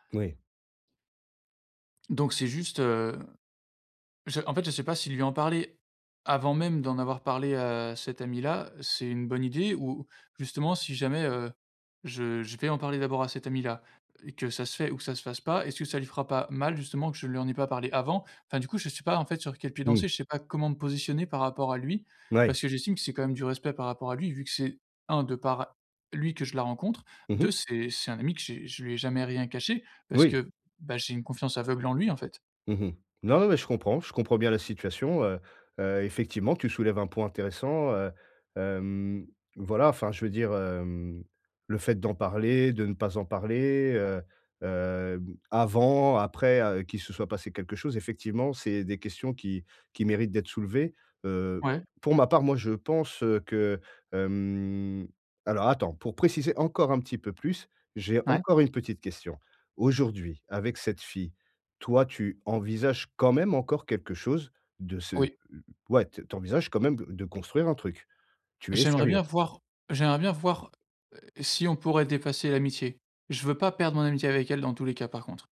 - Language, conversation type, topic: French, advice, Comment gérer l’anxiété avant des retrouvailles ou une réunion ?
- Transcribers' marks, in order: stressed: "quand même"